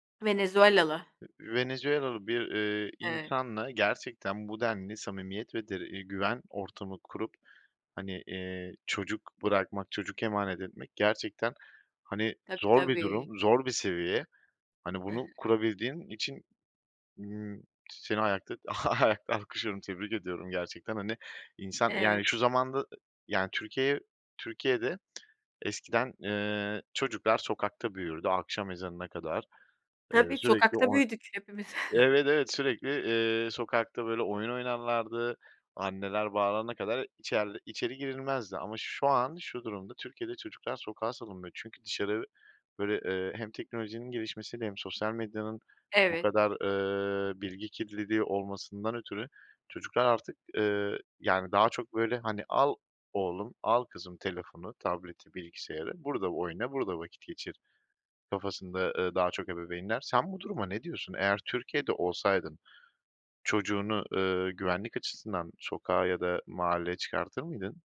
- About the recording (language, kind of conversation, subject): Turkish, podcast, Komşularla daha yakın olmak için neler yapabiliriz sence?
- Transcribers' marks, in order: chuckle; other background noise; laughing while speaking: "ayakta"; chuckle; "bağırana" said as "bağarana"